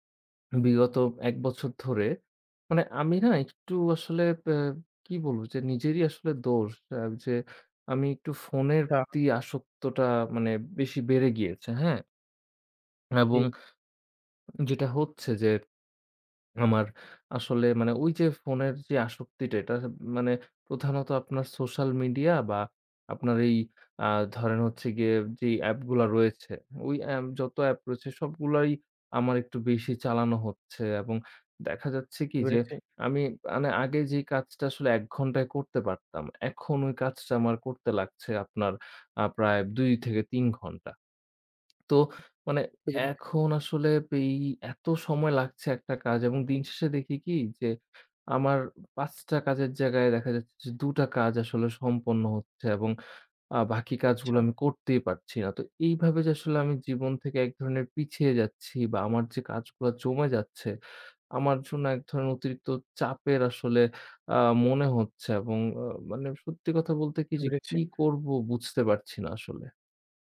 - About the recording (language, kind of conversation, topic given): Bengali, advice, মোবাইল ও সামাজিক মাধ্যমে বারবার মনোযোগ হারানোর কারণ কী?
- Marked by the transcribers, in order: tapping; "এই" said as "পেই"; unintelligible speech